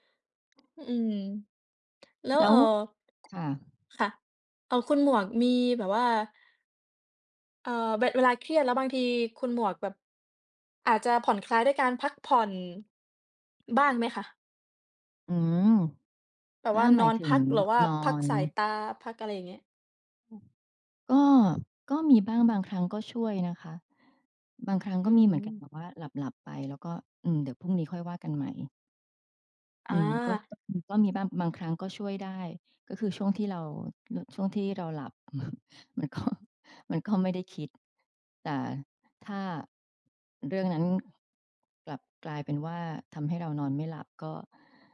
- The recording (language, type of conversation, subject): Thai, unstructured, เวลารู้สึกเครียด คุณมักทำอะไรเพื่อผ่อนคลาย?
- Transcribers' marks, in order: chuckle; laughing while speaking: "มันก็"